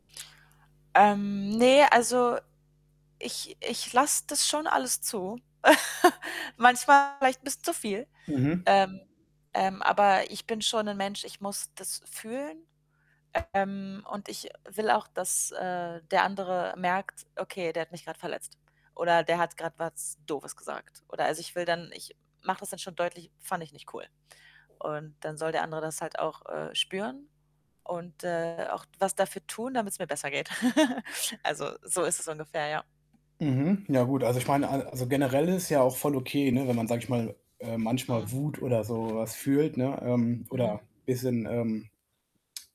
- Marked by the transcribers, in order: mechanical hum; other background noise; giggle; distorted speech; static; tapping; laugh; tsk
- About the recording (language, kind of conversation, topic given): German, advice, Wie kann ich verhindern, dass ich mich von intensiven Emotionen mitreißen lasse und überreagiere?
- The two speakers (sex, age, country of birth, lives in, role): female, 25-29, Germany, Sweden, user; male, 25-29, Germany, Germany, advisor